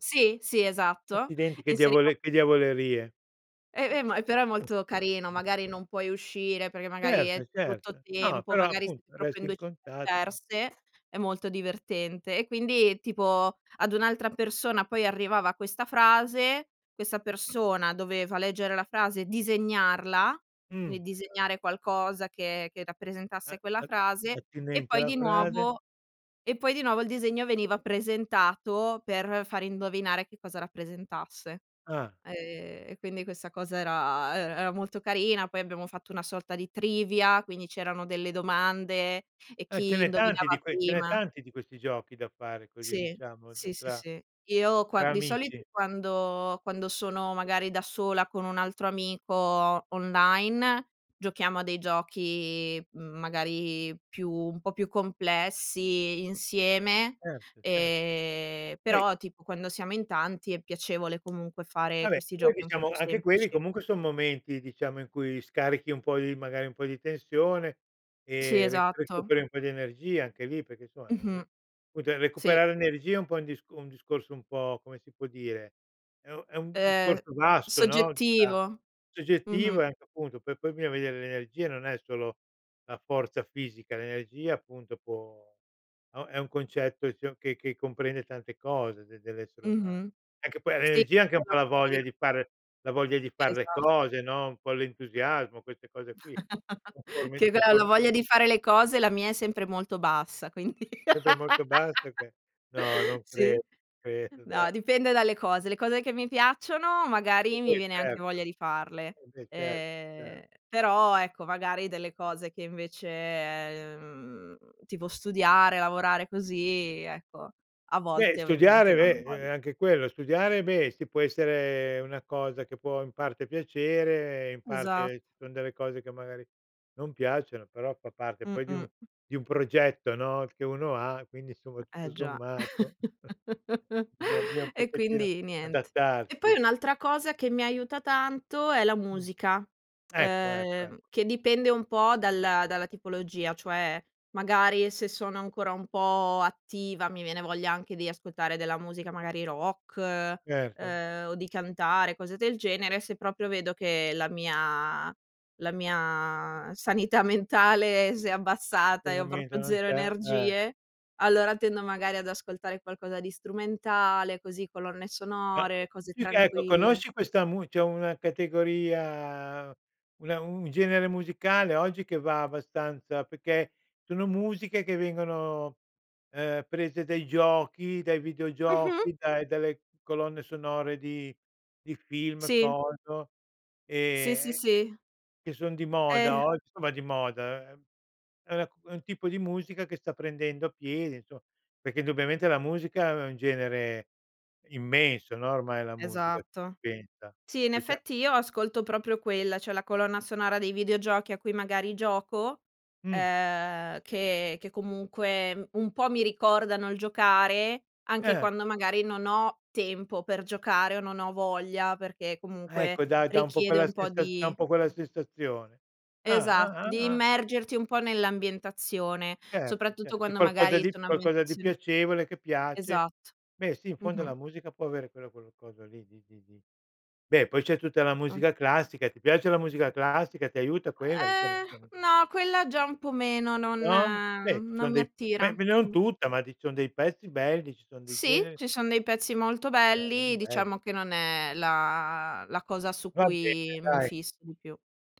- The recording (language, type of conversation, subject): Italian, podcast, Come fai a recuperare le energie dopo una giornata stancante?
- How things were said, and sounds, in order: unintelligible speech; tapping; "bisogna" said as "biogna"; unintelligible speech; chuckle; unintelligible speech; laughing while speaking: "quindi"; laugh; other background noise; chuckle; chuckle; "perché" said as "pecchè"; "insomma" said as "insoa"; "cioè" said as "ceh"; unintelligible speech